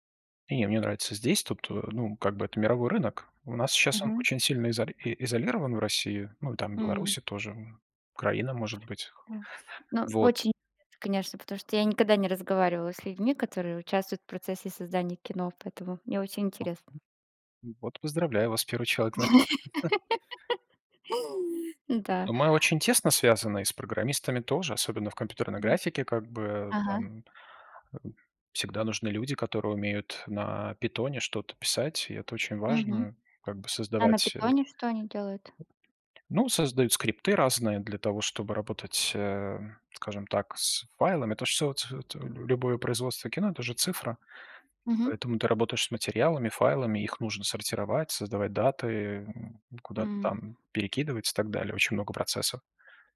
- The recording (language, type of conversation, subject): Russian, unstructured, Какие мечты казались тебе невозможными, но ты всё равно хочешь их осуществить?
- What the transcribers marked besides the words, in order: tapping; laugh; chuckle